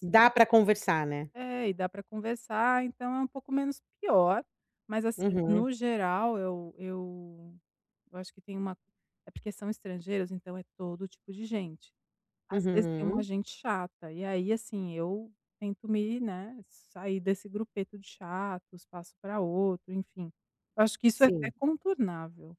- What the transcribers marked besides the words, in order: none
- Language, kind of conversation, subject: Portuguese, advice, Como lidar com a ansiedade em festas e reuniões sociais?